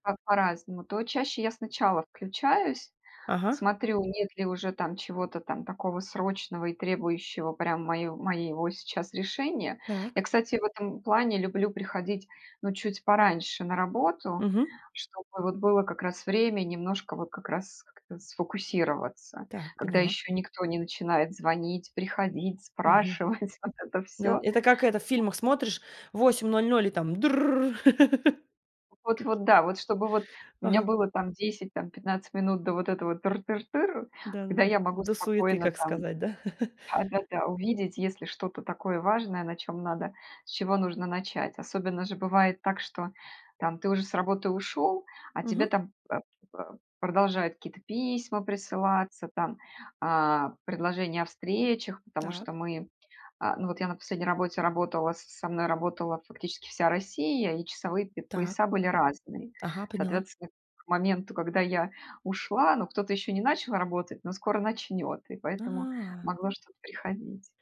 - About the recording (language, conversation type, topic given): Russian, podcast, Какие приёмы помогают тебе быстро погрузиться в работу?
- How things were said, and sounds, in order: other background noise; laugh; laugh